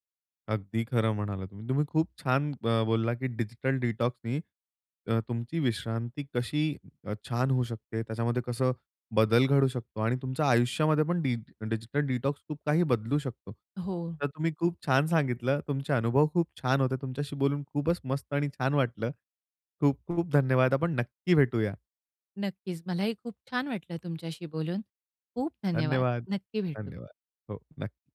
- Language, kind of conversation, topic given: Marathi, podcast, डिजिटल डिटॉक्स तुमच्या विश्रांतीला कशी मदत करतो?
- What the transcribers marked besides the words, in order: in English: "डिटॉक्सनी"; in English: "डिटॉक्स"; joyful: "तुमच्याशी बोलून खूपच मस्त आणि … आपण नक्की भेटूया"